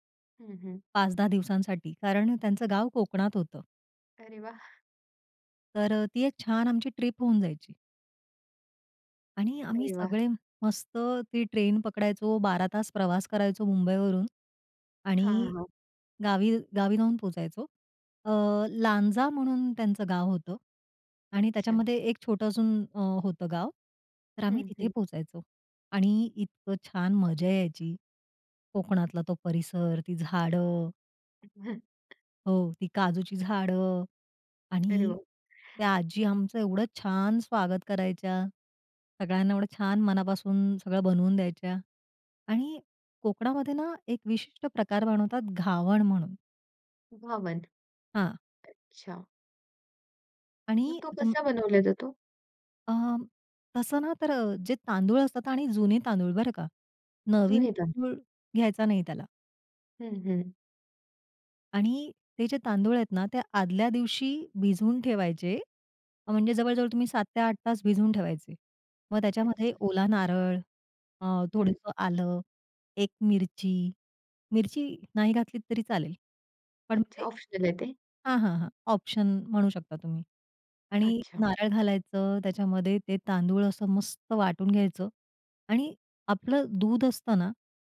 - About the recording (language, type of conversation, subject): Marathi, podcast, लहानपणीची आठवण जागवणारे कोणते खाद्यपदार्थ तुम्हाला लगेच आठवतात?
- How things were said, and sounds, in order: laughing while speaking: "अरे वाह!"; other background noise; in English: "ऑप्शनल"; in English: "ऑप्शन"